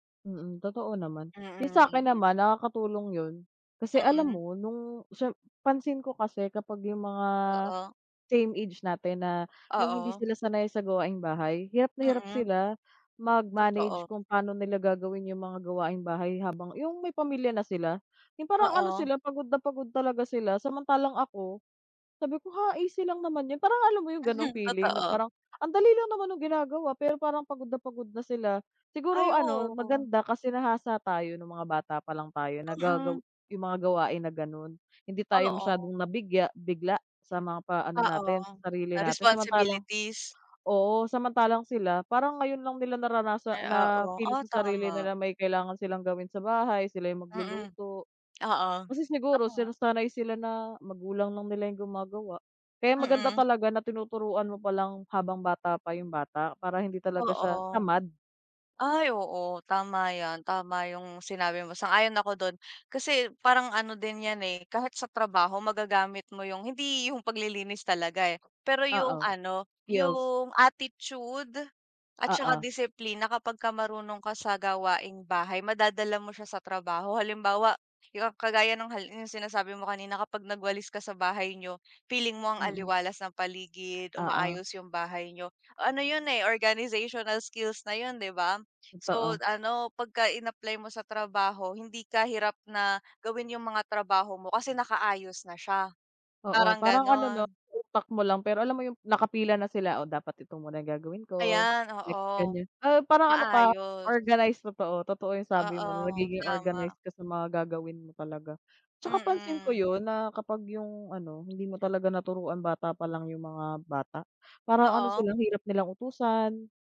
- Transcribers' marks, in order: tapping; other background noise
- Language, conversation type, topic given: Filipino, unstructured, Anong gawaing-bahay ang pinakagusto mong gawin?